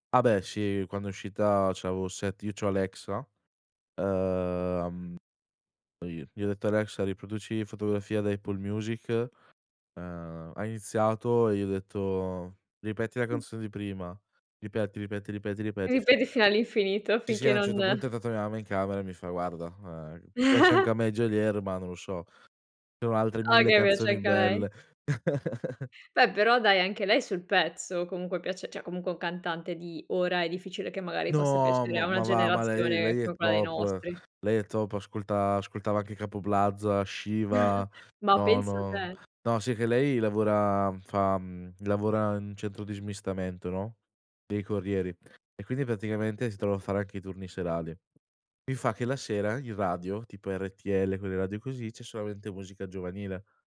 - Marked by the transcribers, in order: chuckle; chuckle; tapping; chuckle; "cioè" said as "ceh"; in English: "top"; chuckle
- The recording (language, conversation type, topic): Italian, podcast, Qual è la canzone che più ti rappresenta?
- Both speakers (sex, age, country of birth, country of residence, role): female, 25-29, Italy, Italy, host; male, 20-24, Italy, Italy, guest